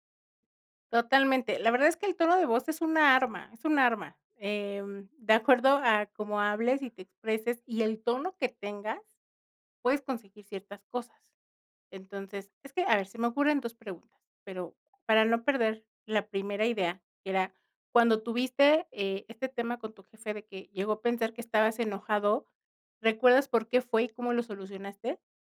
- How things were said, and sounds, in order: none
- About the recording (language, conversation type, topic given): Spanish, podcast, ¿Te ha pasado que te malinterpretan por tu tono de voz?